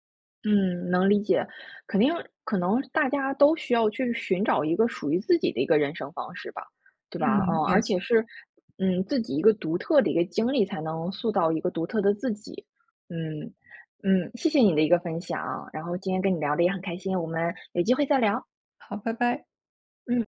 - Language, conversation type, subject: Chinese, podcast, 你是如何停止与他人比较的？
- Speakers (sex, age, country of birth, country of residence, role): female, 25-29, China, France, guest; female, 35-39, China, United States, host
- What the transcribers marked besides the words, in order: none